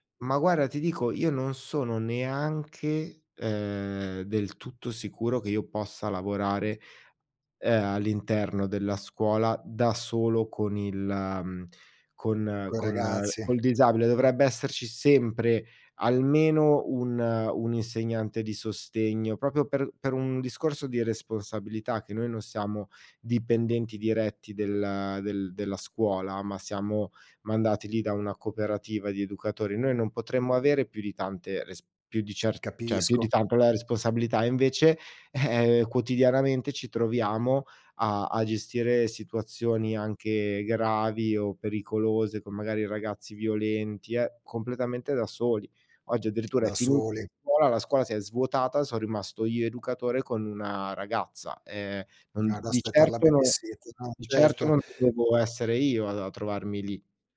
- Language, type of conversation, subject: Italian, advice, Come ti senti quando vieni ignorato nelle conversazioni di gruppo in contesti sociali?
- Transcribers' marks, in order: "Proprio" said as "propio"; "cioè" said as "ceh"; tsk; laughing while speaking: "eh"; tsk; other background noise